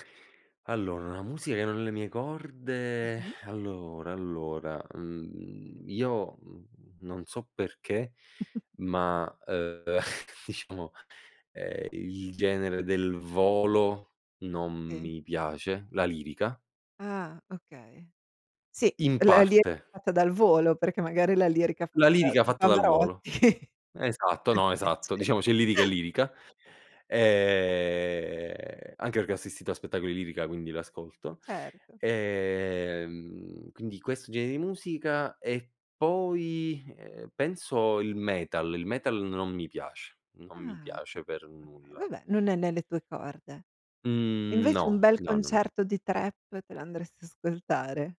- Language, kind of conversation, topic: Italian, podcast, Come la musica ti aiuta ad affrontare i momenti difficili?
- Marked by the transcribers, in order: exhale; chuckle; chuckle; laughing while speaking: "diciamo"; unintelligible speech; laughing while speaking: "Pavarotti, poteva piacere"; chuckle; drawn out: "E"; drawn out: "Ehm"; drawn out: "Mhmm"; "ascoltare" said as "scoltare"